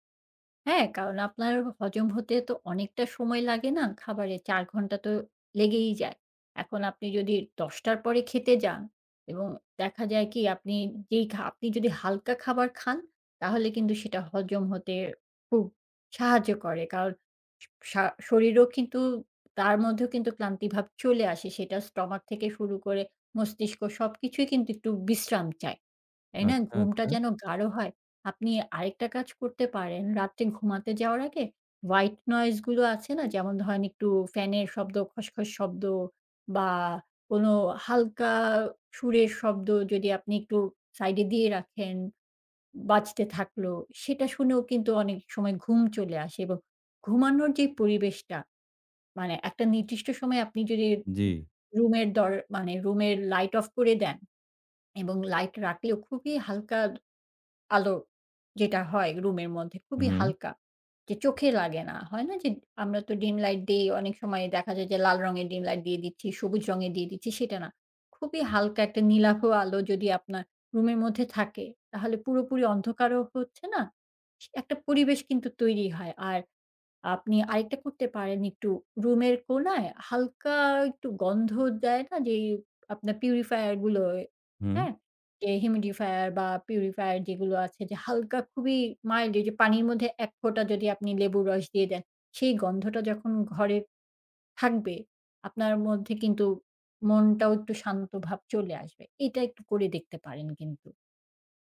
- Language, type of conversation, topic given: Bengali, advice, নিয়মিত দেরিতে ওঠার কারণে কি আপনার দিনের অনেকটা সময় নষ্ট হয়ে যায়?
- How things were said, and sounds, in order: in English: "white noise"; in English: "purifier"; in English: "humidfier"; in English: "purifier"; in English: "mild"